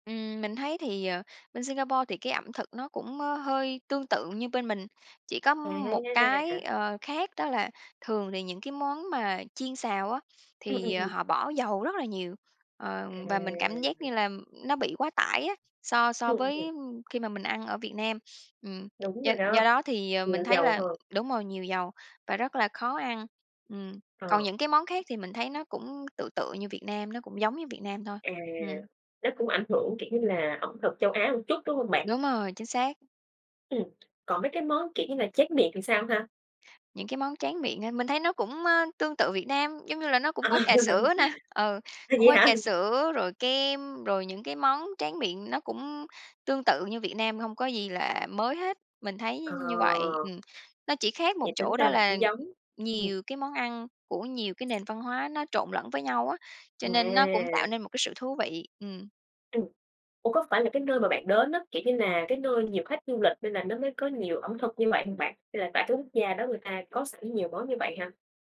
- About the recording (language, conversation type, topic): Vietnamese, podcast, Lần đầu bạn ra nước ngoài diễn ra như thế nào?
- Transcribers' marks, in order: tapping; laughing while speaking: "À"; chuckle